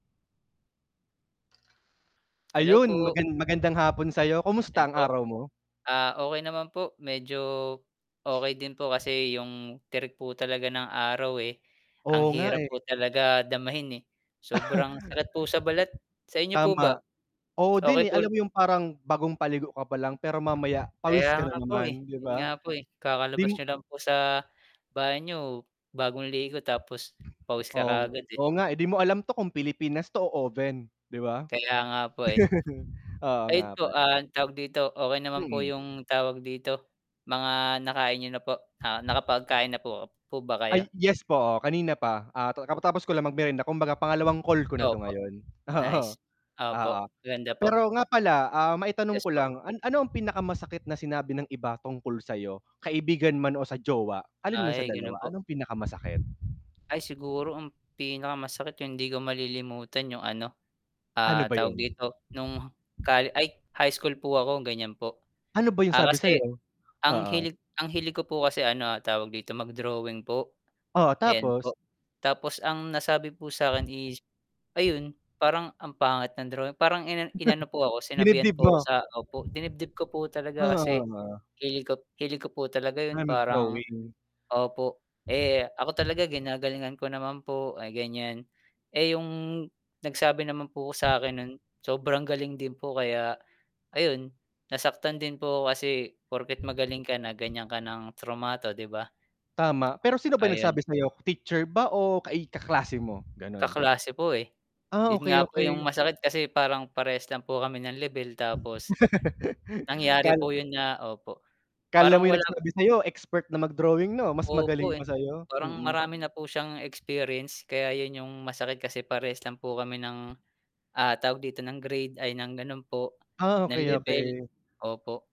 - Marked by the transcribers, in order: tapping; lip smack; static; wind; distorted speech; other background noise; chuckle; lip smack; chuckle; laughing while speaking: "oo"; chuckle; unintelligible speech; laugh
- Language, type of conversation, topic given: Filipino, unstructured, Ano ang pinakamasakit na sinabi ng iba tungkol sa iyo?